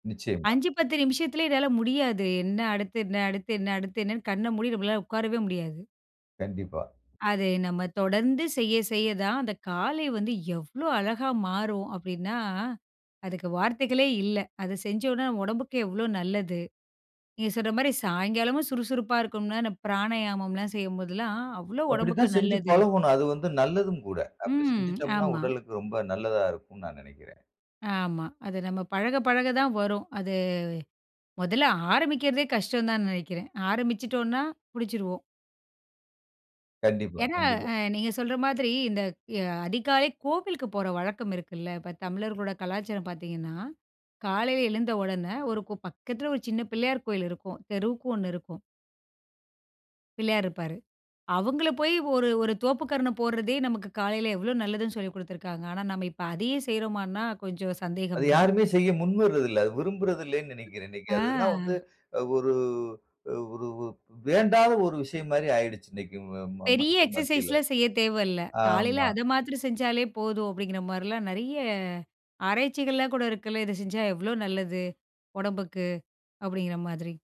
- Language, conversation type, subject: Tamil, podcast, சூரிய உதயம் அல்லது சாயங்காலத்தை சுறுசுறுப்பாக எப்படி அனுபவிக்கலாம்?
- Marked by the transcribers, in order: other noise; tapping; in English: "எக்ஸர்சைஸ்லாம்"